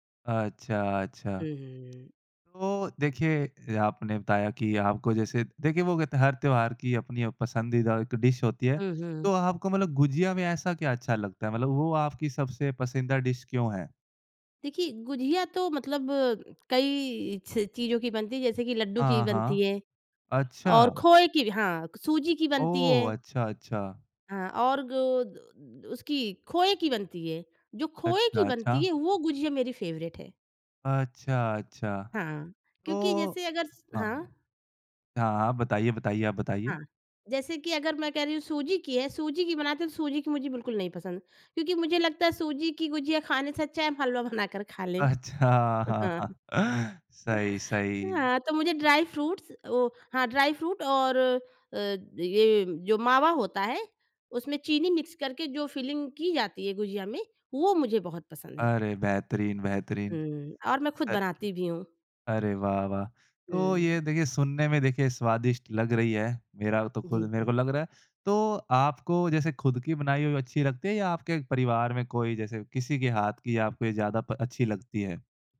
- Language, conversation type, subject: Hindi, podcast, त्योहारों पर खाने में आपकी सबसे पसंदीदा डिश कौन-सी है?
- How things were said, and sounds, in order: in English: "डिश"; in English: "डिश"; laughing while speaking: "अच्छा"; laughing while speaking: "बनाकर"; chuckle; laughing while speaking: "हाँ"; chuckle; in English: "फिलिंग"